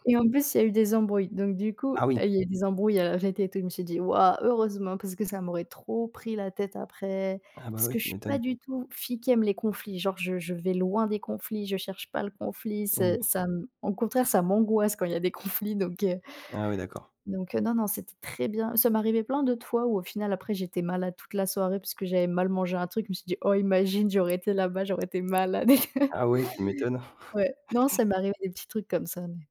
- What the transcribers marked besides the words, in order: stressed: "trop"; laugh; chuckle
- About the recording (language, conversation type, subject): French, podcast, Comment dire non sans se sentir coupable ?